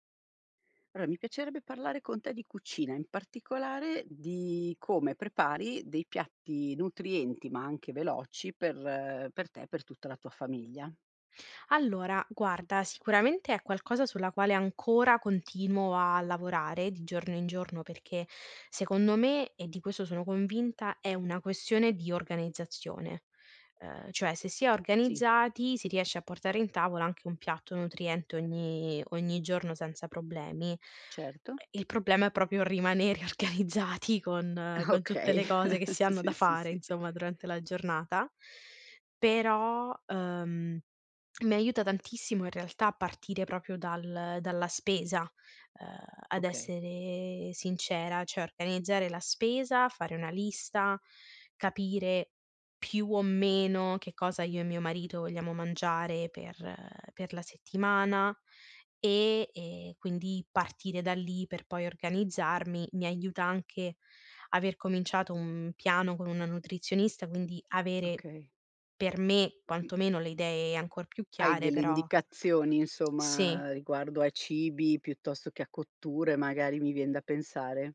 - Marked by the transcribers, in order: "Allora" said as "Arora"; laughing while speaking: "Okay"; chuckle; laughing while speaking: "rimanere organizzati"; "proprio" said as "propio"; "cioè" said as "ceh"; tapping
- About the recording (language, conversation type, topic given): Italian, podcast, Come prepari piatti nutrienti e veloci per tutta la famiglia?